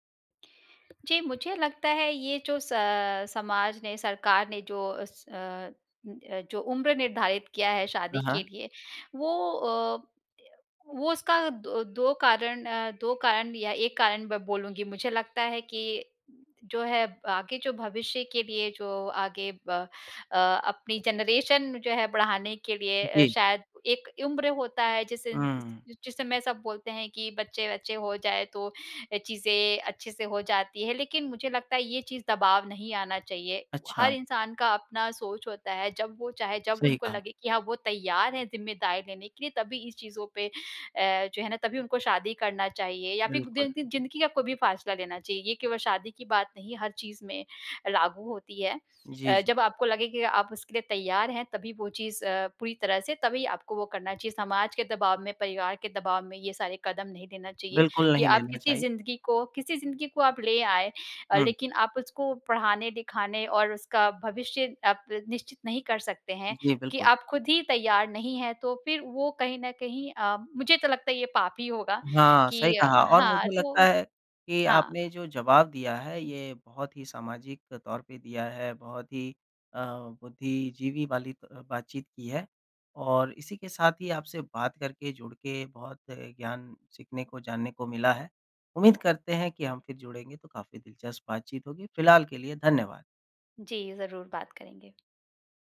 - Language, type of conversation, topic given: Hindi, podcast, शादी या रिश्ते को लेकर बड़े फैसले आप कैसे लेते हैं?
- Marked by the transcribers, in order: tapping; other background noise; in English: "जनरेशन"